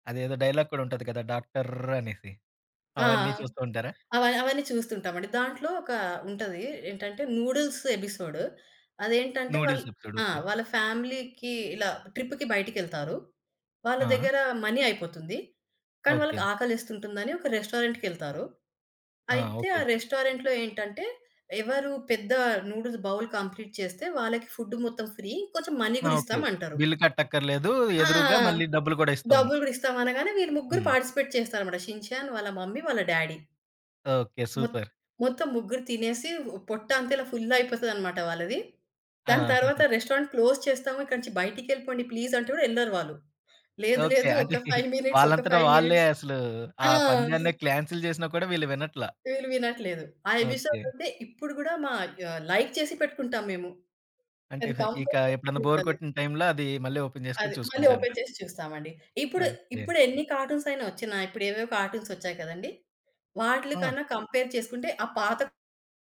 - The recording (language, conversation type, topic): Telugu, podcast, చిన్నప్పుడు పాత కార్టూన్లు చూడటం మీకు ఎలాంటి జ్ఞాపకాలను గుర్తు చేస్తుంది?
- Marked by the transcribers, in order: in English: "డైలాగ్"; in English: "డాక్టర్"; in English: "నూడిల్స్ ఎపిసోడ్"; in English: "నూడిల్స్ ఎపిసోడ్"; in English: "ఫ్యామిలీకి"; in English: "ట్రిప్‌కి"; in English: "మనీ"; in English: "నూడిల్స్ బౌల్ కంప్లీట్"; in English: "ఫుడ్"; in English: "ఫ్రీ"; in English: "బిల్"; in English: "పార్టిసిపేట్"; in English: "మమ్మీ"; in English: "డ్యాడీ"; in English: "సూపర్!"; in English: "ఫుల్"; in English: "రెస్టారెంట్ క్లోజ్"; chuckle; in English: "ప్లీజ్"; chuckle; in English: "ఫైవ్ మినిట్స్"; in English: "ఫైవ్ మినిట్స్"; in English: "కాన్సెల్"; in English: "ఎపిసోడ్"; in English: "లైక్"; in English: "కంపల్సరీ"; in English: "బోర్"; in English: "ఓపెన్"; in English: "ఓపెన్"; in English: "కార్టూన్స్"; in English: "కార్టూన్స్"; in English: "కంపేర్"